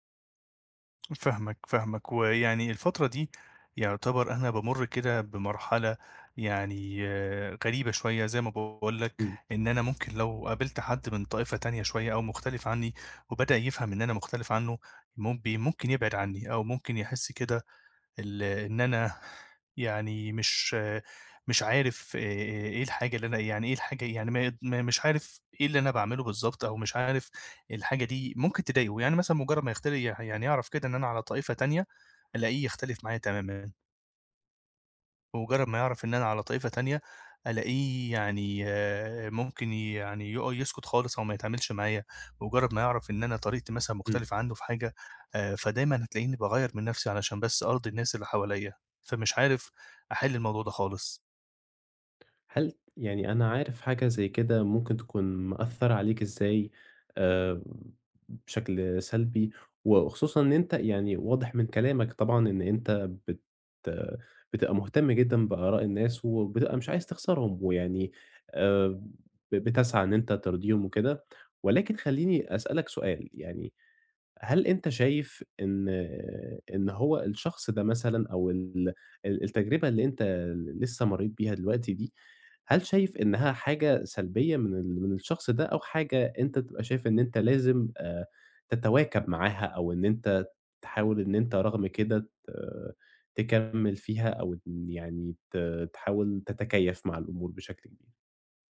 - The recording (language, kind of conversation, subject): Arabic, advice, إزاي أقدر أحافظ على شخصيتي وأصالتي من غير ما أخسر صحابي وأنا بحاول أرضي الناس؟
- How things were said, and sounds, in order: exhale; tapping